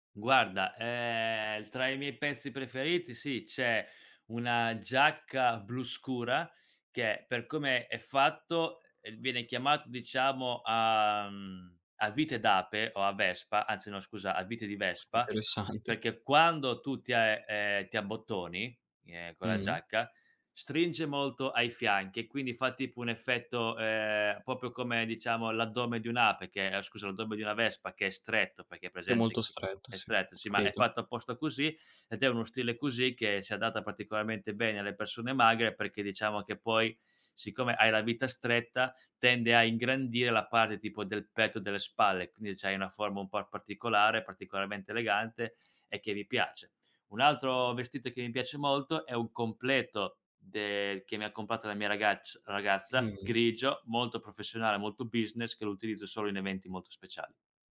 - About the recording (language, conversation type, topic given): Italian, podcast, Come è cambiato il tuo stile nel tempo?
- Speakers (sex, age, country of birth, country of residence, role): male, 20-24, Italy, Italy, host; male, 25-29, Italy, Italy, guest
- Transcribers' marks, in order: drawn out: "a"; other background noise; laughing while speaking: "Interessante"; "proprio" said as "popio"; in English: "business"